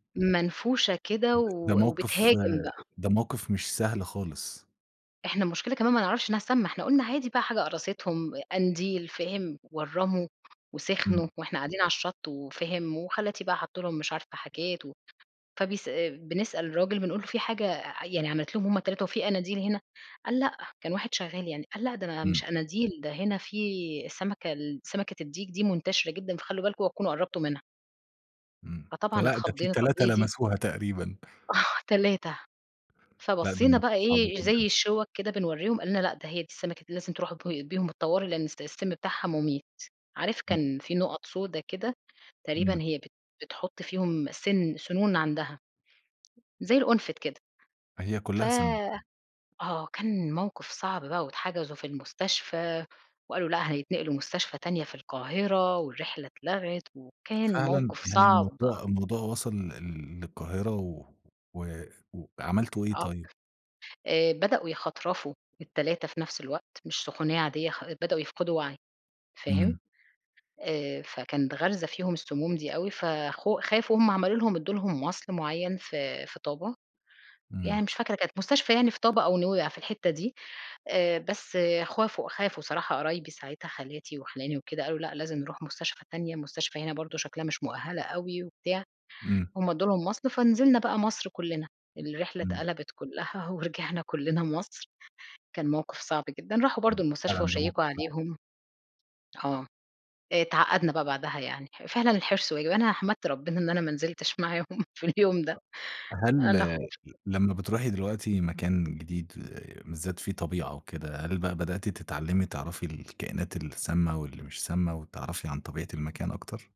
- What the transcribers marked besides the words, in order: laughing while speaking: "آه"; unintelligible speech; laughing while speaking: "ورجعنا كلّنا مصر"; tapping; unintelligible speech; in English: "وشيّكوا"; laughing while speaking: "معاهم في اليوم ده"
- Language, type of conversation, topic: Arabic, podcast, ممكن تحكيلي عن رحلة انتهت بإنقاذ أو مساعدة ماكنتش متوقّعها؟